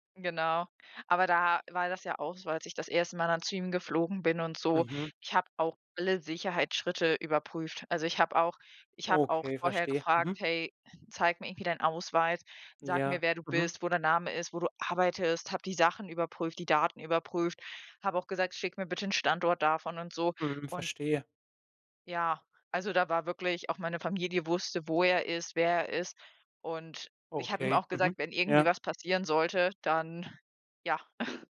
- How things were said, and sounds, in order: chuckle
- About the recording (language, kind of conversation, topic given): German, podcast, Wie schaffen Menschen Vertrauen in Online-Beziehungen?